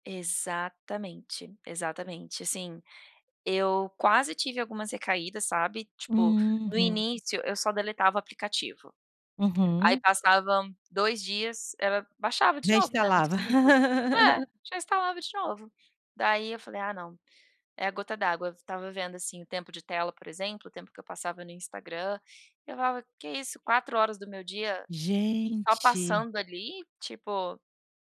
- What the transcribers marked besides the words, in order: laugh
- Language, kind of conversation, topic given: Portuguese, podcast, Como você equilibra o tempo de tela com a vida offline?
- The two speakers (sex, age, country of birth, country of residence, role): female, 30-34, Brazil, United States, guest; female, 35-39, Brazil, Portugal, host